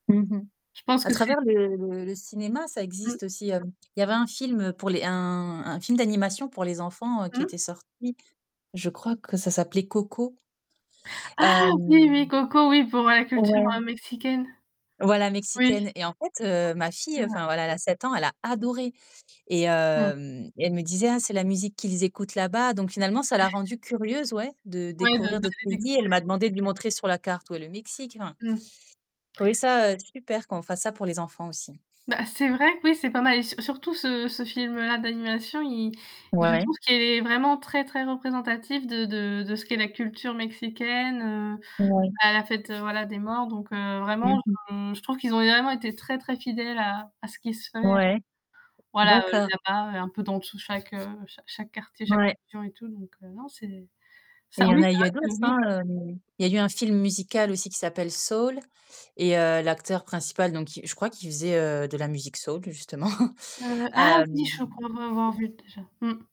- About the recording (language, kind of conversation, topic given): French, unstructured, Aimez-vous découvrir d’autres cultures à travers l’art ou la musique ?
- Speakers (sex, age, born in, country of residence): female, 20-24, France, France; female, 35-39, Russia, France
- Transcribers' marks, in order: distorted speech; static; other background noise; tapping; stressed: "adoré"; chuckle; unintelligible speech; mechanical hum; unintelligible speech; unintelligible speech; chuckle